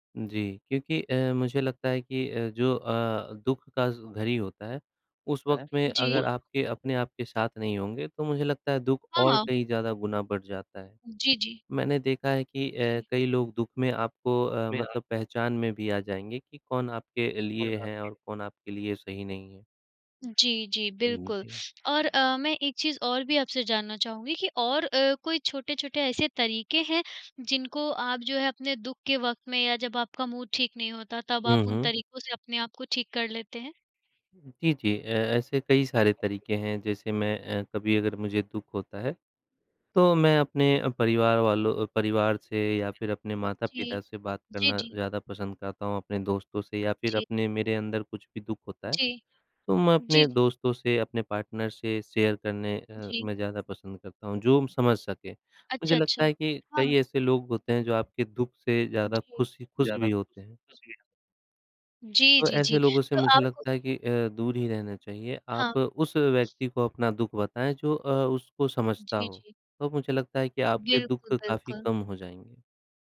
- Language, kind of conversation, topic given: Hindi, unstructured, दुख के समय खुद को खुश रखने के आसान तरीके क्या हैं?
- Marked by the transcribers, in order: other noise; tapping; background speech; in English: "मूड"; in English: "पार्टनर"; in English: "शेयर"; other background noise